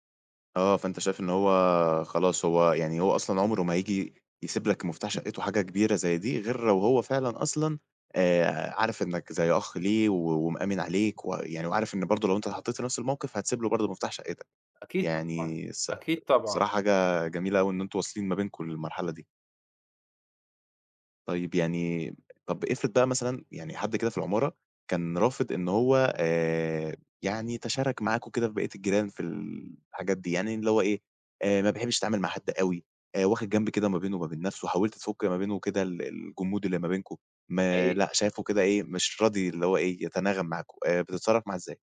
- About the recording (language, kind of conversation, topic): Arabic, podcast, إزاي نبني جوّ أمان بين الجيران؟
- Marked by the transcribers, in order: none